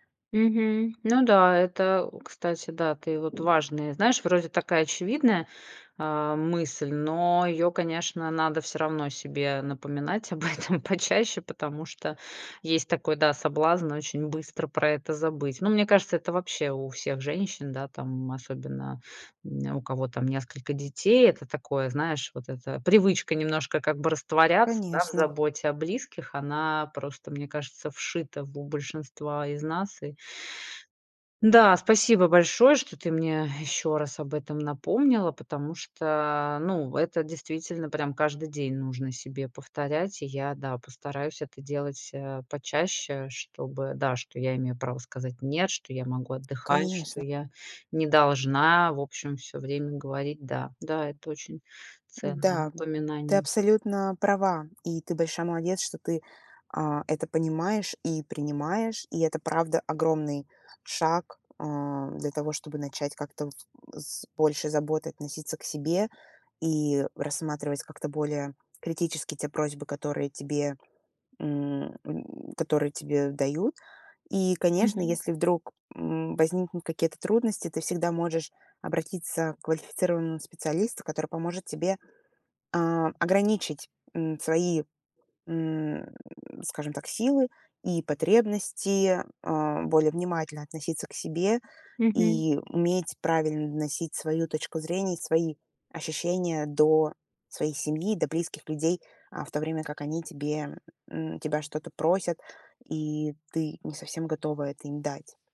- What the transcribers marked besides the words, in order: laughing while speaking: "об этом почаще"; tapping; grunt
- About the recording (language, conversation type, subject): Russian, advice, Как научиться говорить «нет», чтобы не перегружаться чужими просьбами?